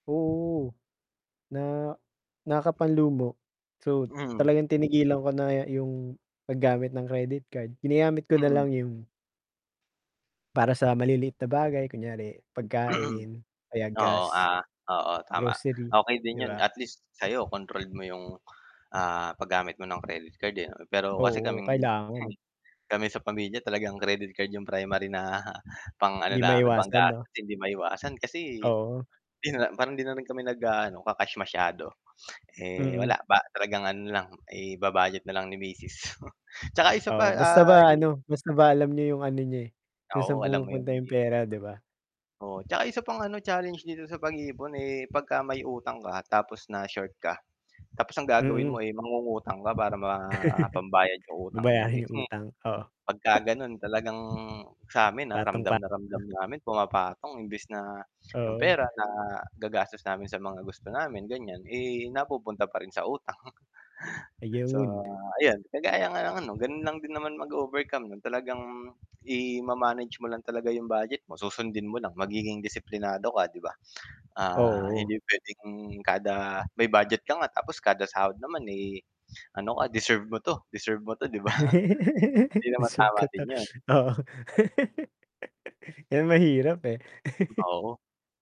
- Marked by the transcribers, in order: wind; static; mechanical hum; throat clearing; lip smack; chuckle; unintelligible speech; tapping; chuckle; other background noise; distorted speech; chuckle; "Ayun" said as "Ayown"; lip smack; laugh; chuckle; laugh; chuckle
- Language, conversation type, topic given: Filipino, unstructured, Ano ang simpleng paraan na ginagawa mo para makatipid buwan-buwan?
- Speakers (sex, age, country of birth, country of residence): male, 25-29, Philippines, United States; male, 30-34, Philippines, Philippines